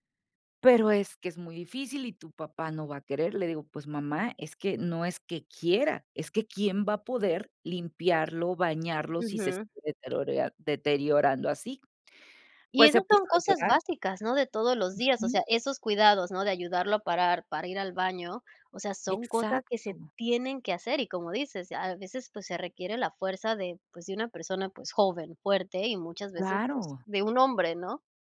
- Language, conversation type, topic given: Spanish, podcast, ¿Cómo decides si cuidar a un padre mayor en casa o buscar ayuda externa?
- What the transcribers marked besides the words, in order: none